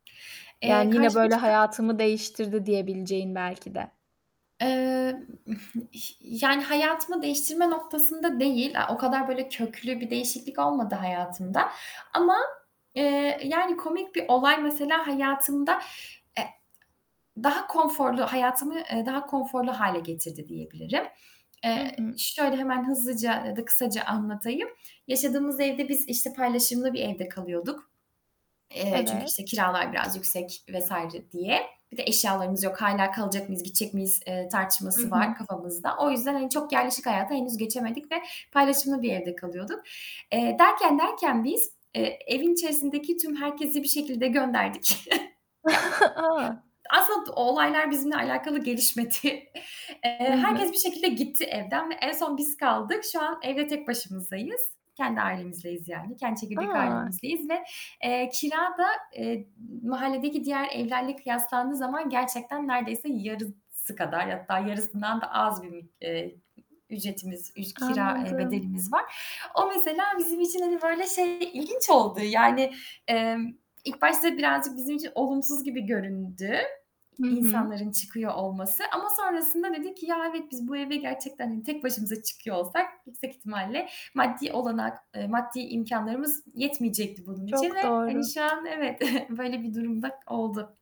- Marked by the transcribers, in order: static; other background noise; chuckle; chuckle; laughing while speaking: "gelişmedi"; distorted speech; chuckle
- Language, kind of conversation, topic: Turkish, podcast, Beklenmedik bir fırsat seni nerelere götürdü, anlatır mısın?